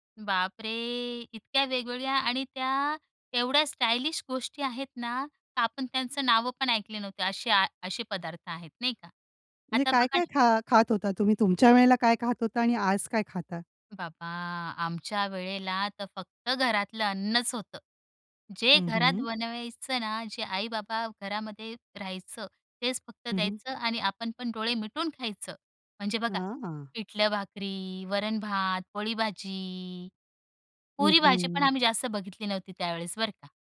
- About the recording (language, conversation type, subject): Marathi, podcast, कुटुंबातील खाद्य परंपरा कशी बदलली आहे?
- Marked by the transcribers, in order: surprised: "बापरे! इतक्या वेगवेगळ्या आणि त्या एवढ्या स्टायलिश गोष्टी आहेत ना"; drawn out: "त्या"; in English: "स्टायलिश"; trusting: "बाबा, आमच्या वेळेला तर फक्त … पिठलं-भाकरी, वरण-भात, पोळी-भाजी"